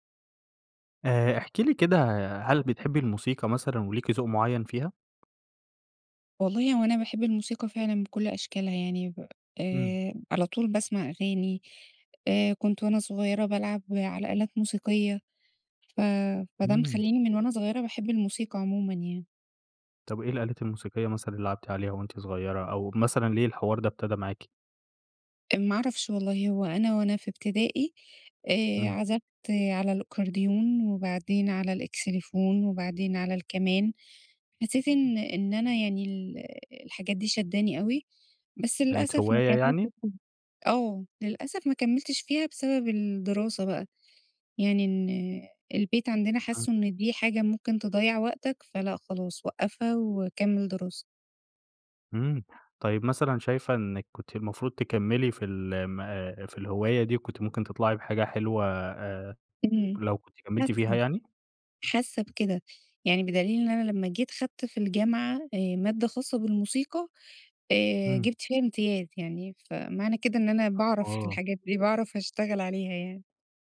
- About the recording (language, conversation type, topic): Arabic, podcast, إيه أول أغنية خلتك تحب الموسيقى؟
- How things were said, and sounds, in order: unintelligible speech